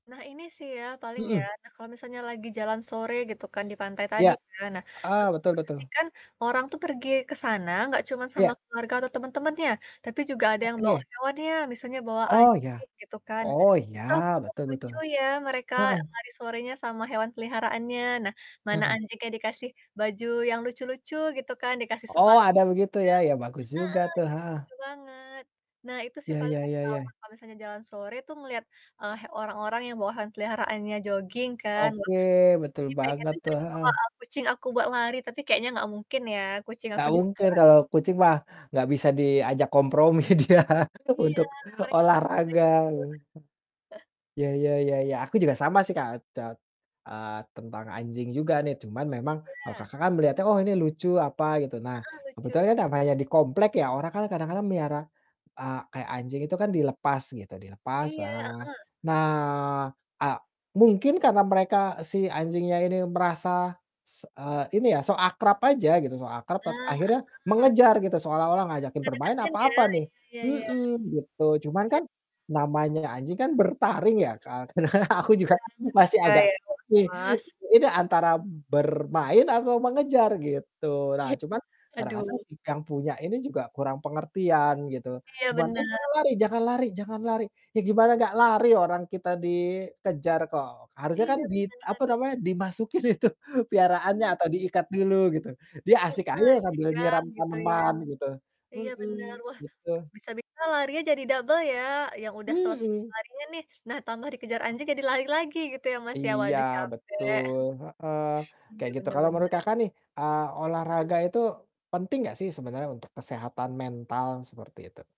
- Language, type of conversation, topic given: Indonesian, unstructured, Bagaimana olahraga membantu kamu merasa lebih bahagia?
- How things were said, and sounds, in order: static; distorted speech; sniff; other background noise; laughing while speaking: "dia untuk"; chuckle; laughing while speaking: "kadang-kadang aku juga"; tapping; laughing while speaking: "itu"; chuckle